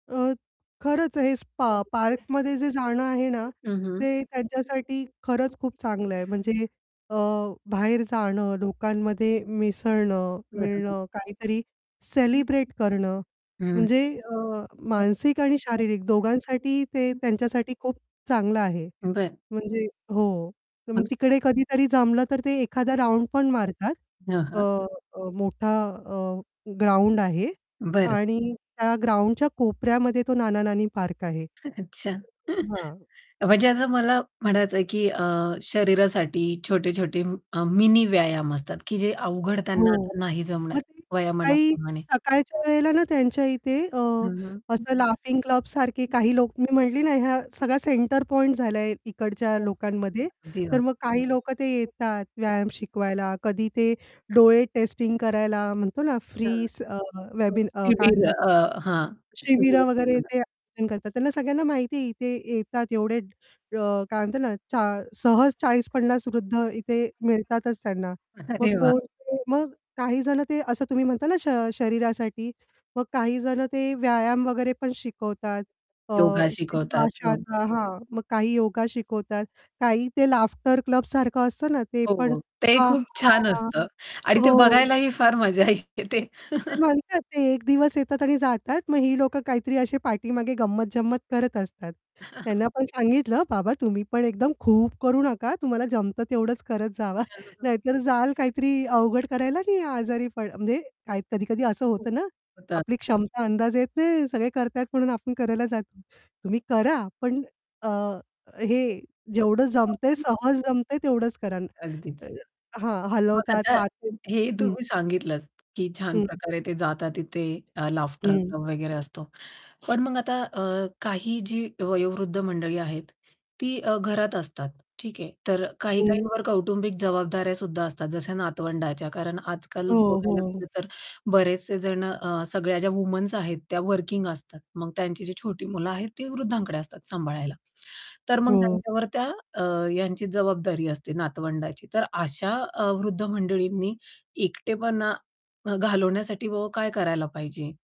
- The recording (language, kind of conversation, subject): Marathi, podcast, वृद्ध मंडळींमध्ये एकटेपणा कमी करण्यासाठी कोणते सोपे उपाय करता येतील?
- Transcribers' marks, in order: background speech; other background noise; distorted speech; tapping; in English: "राउंड"; chuckle; laughing while speaking: "अच्छा"; static; unintelligible speech; unintelligible speech; laughing while speaking: "अरे, वाह!"; unintelligible speech; mechanical hum; laughing while speaking: "येते"; laugh; chuckle; laughing while speaking: "जावा"; unintelligible speech